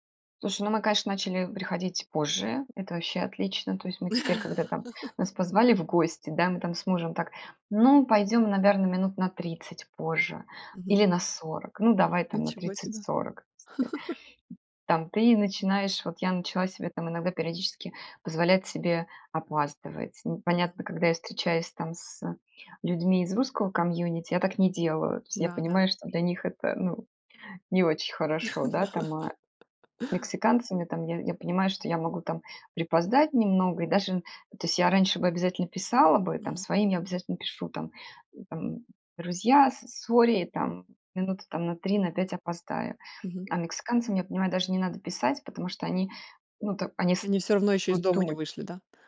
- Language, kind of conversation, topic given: Russian, podcast, Когда вы впервые почувствовали культурную разницу?
- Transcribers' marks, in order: laugh; tapping; laugh; laugh; laughing while speaking: "Да"; laugh